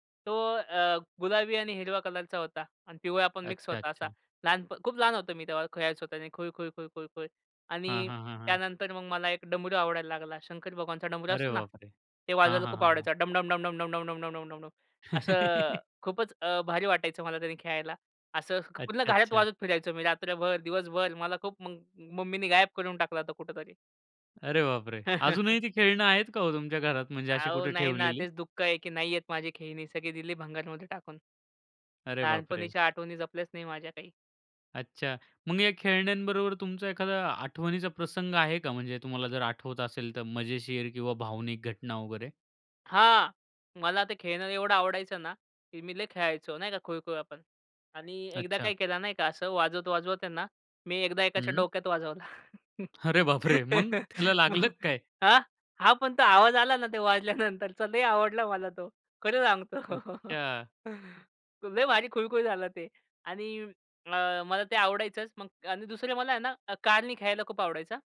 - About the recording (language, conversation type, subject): Marathi, podcast, बालपणी तुला कोणत्या खेळण्यांसोबत वेळ घालवायला सर्वात जास्त आवडायचं?
- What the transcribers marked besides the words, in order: chuckle; laughing while speaking: "असं क"; chuckle; other background noise; tapping; laughing while speaking: "अरे, बापरे! मग? त्याला लागलं का काय?"; laughing while speaking: "वाजवला"; chuckle; laughing while speaking: "वाजल्यानंतरचा"; laughing while speaking: "सांगतो"; chuckle